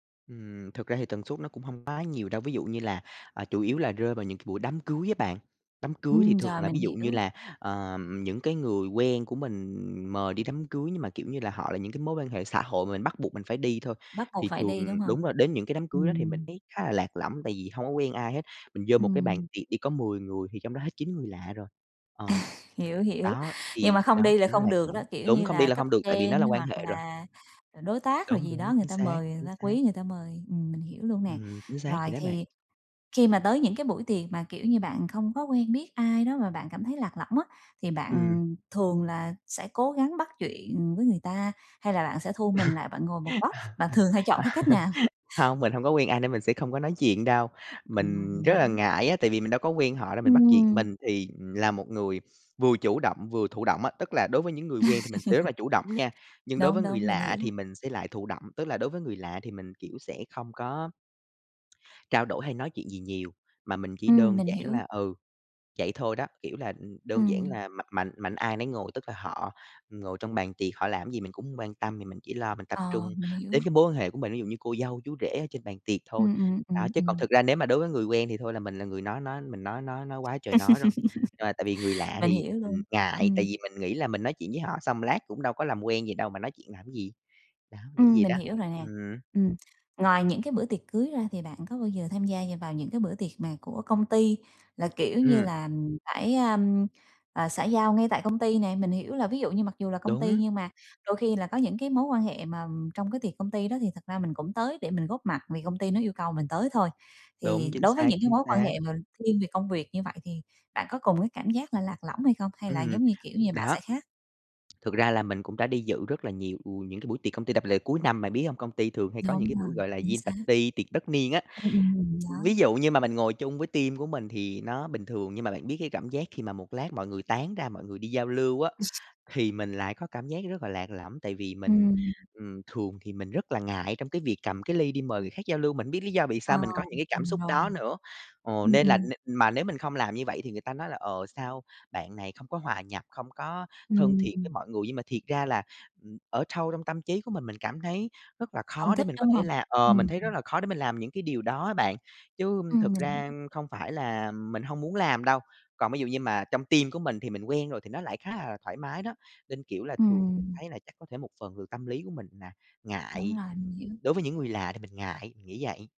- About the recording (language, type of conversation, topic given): Vietnamese, advice, Tại sao tôi cảm thấy lạc lõng ở những bữa tiệc này?
- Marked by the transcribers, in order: laugh; tapping; laugh; laugh; other background noise; laugh; "đặc biệt" said as "đập lề"; in English: "diê e bạt ty"; "Year End Party" said as "diê e bạt ty"; in English: "team"; sneeze; in English: "team"